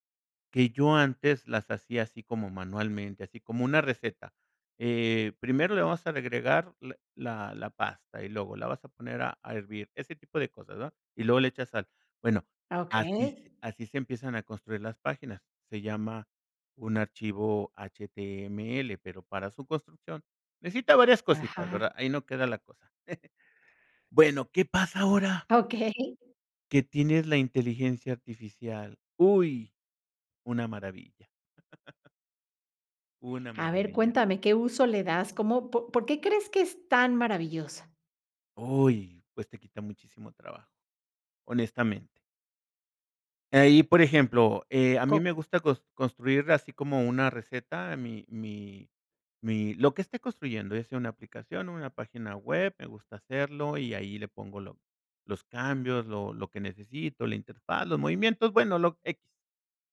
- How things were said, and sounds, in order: chuckle; other background noise; chuckle
- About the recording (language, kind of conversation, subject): Spanish, podcast, ¿Qué técnicas sencillas recomiendas para experimentar hoy mismo?